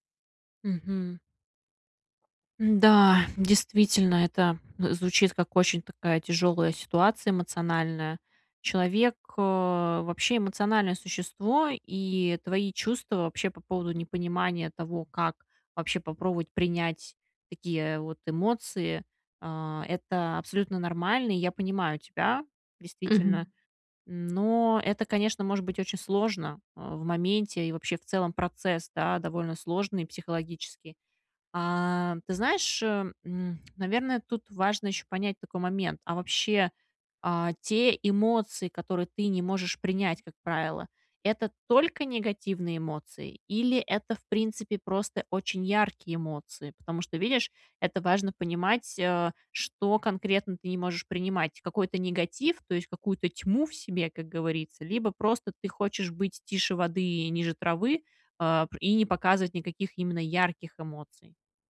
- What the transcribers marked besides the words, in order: stressed: "только"
- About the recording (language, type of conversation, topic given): Russian, advice, Как принять свои эмоции, не осуждая их и себя?